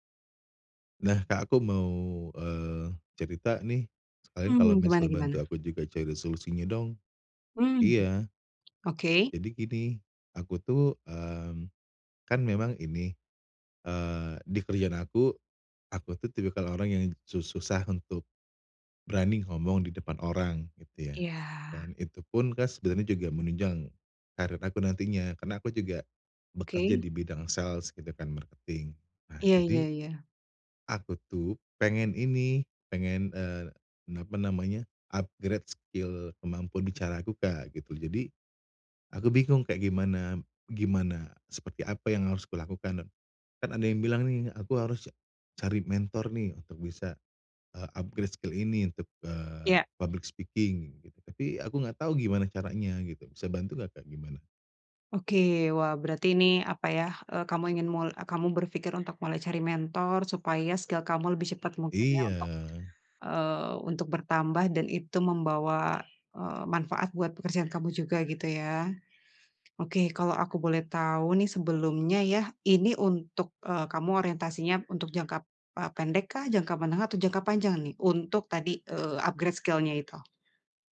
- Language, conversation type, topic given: Indonesian, advice, Bagaimana cara menemukan mentor yang cocok untuk pertumbuhan karier saya?
- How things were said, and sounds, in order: other background noise; in English: "sales"; in English: "marketing"; in English: "upgrade skill"; in English: "upgrade skill"; in English: "public speaking"; in English: "skill"; in English: "upgrade skill-nya"; tapping